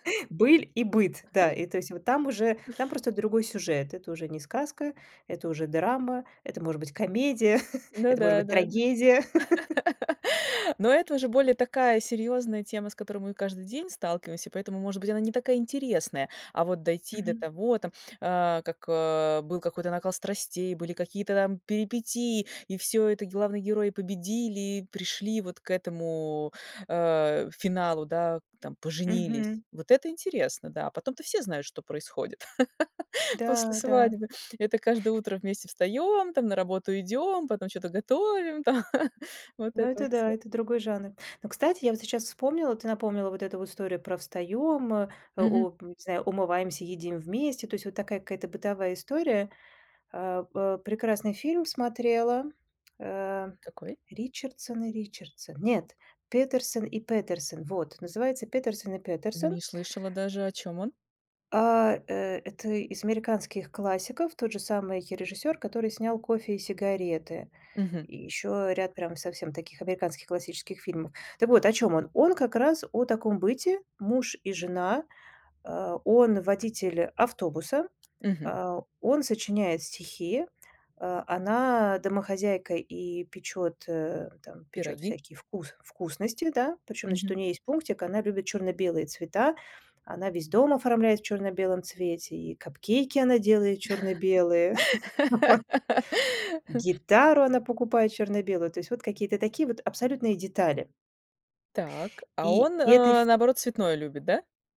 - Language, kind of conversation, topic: Russian, podcast, Что делает финал фильма по-настоящему удачным?
- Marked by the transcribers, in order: chuckle; laugh; tapping; laugh; laugh; tsk; other noise; laugh; laughing while speaking: "вот"